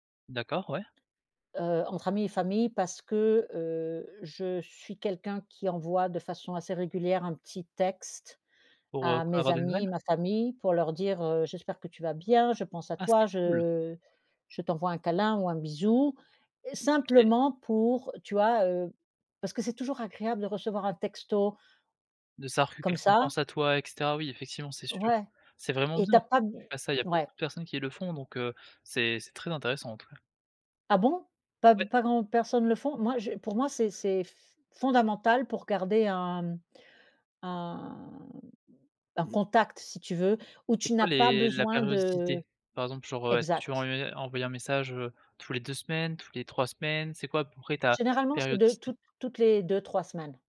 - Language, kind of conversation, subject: French, podcast, Comment choisis-tu entre un texto, un appel ou un e-mail pour parler à quelqu’un ?
- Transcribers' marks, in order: drawn out: "un"; "toutes" said as "tous"